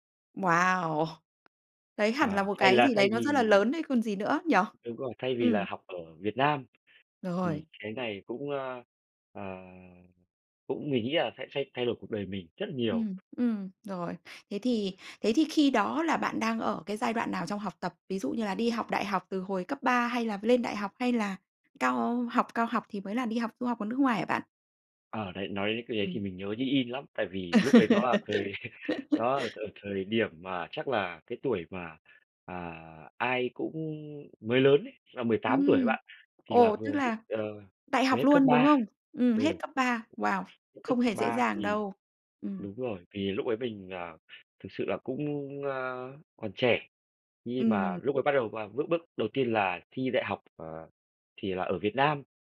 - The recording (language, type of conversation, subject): Vietnamese, podcast, Bạn có thể kể về một lần bạn đã thay đổi lớn trong cuộc đời mình không?
- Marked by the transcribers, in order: tapping; other background noise; laugh; chuckle